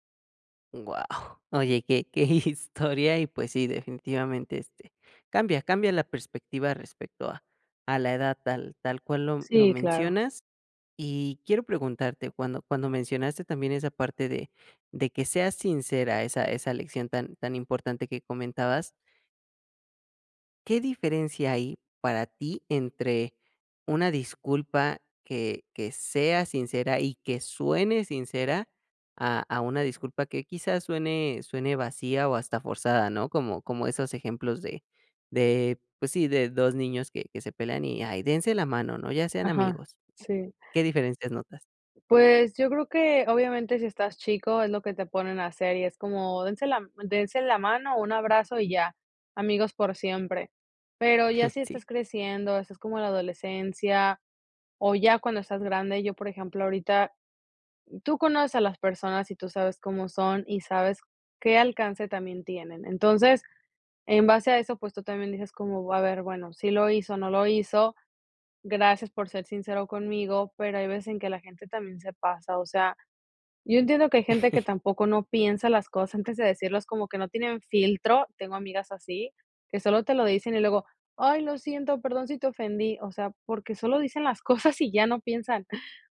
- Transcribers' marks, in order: laugh; chuckle; laughing while speaking: "cosas y ya no piensan"
- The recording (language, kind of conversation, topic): Spanish, podcast, ¿Cómo pides disculpas cuando metes la pata?